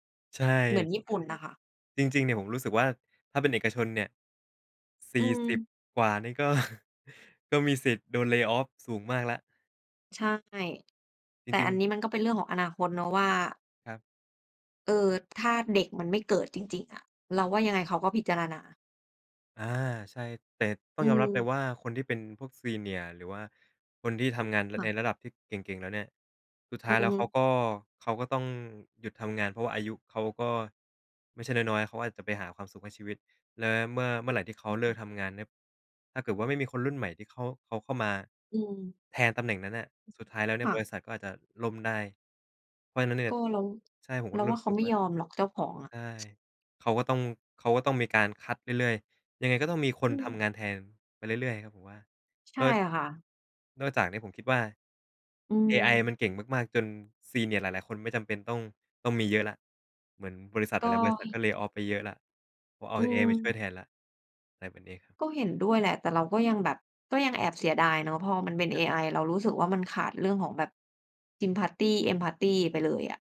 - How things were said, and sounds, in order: laughing while speaking: "ก็"; in English: "lay off"; other background noise; in English: "lay off"; unintelligible speech; in English: "sympathy empathy"
- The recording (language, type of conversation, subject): Thai, unstructured, เงินมีความสำคัญกับชีวิตคุณอย่างไรบ้าง?
- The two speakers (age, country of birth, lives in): 25-29, Thailand, Thailand; 30-34, Thailand, Thailand